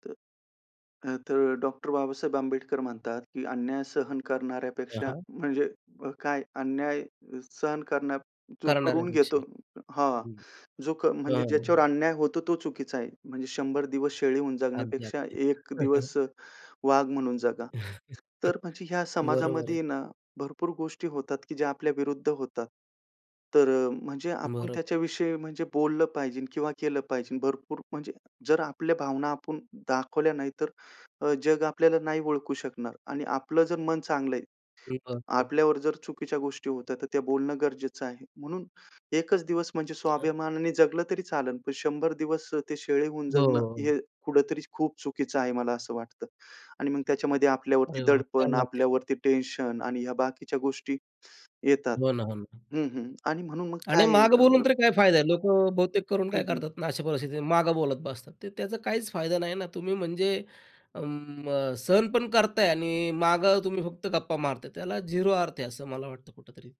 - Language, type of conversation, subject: Marathi, podcast, तुला कोणत्या परिस्थितीत स्वतःचा खरा चेहरा दिसतो असे वाटते?
- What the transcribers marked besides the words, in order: other background noise; tapping; chuckle; unintelligible speech; in Hindi: "क्या बात है"